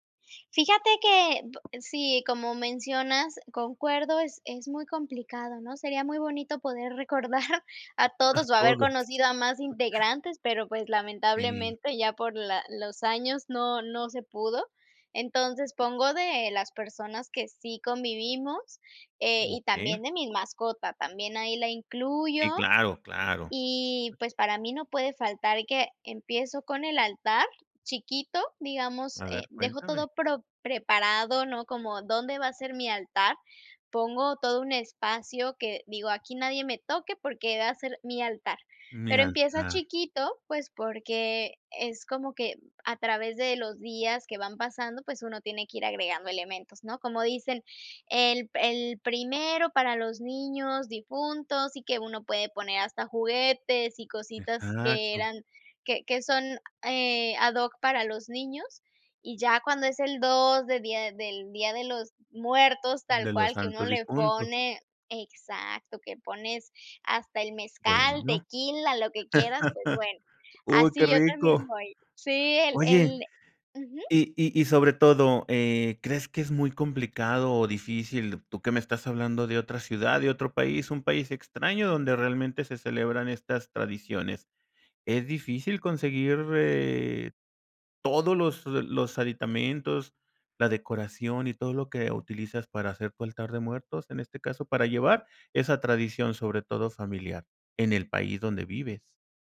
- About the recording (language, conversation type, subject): Spanish, podcast, Cuéntame, ¿qué tradiciones familiares te importan más?
- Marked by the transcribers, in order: other background noise; chuckle; laughing while speaking: "A todos"; laugh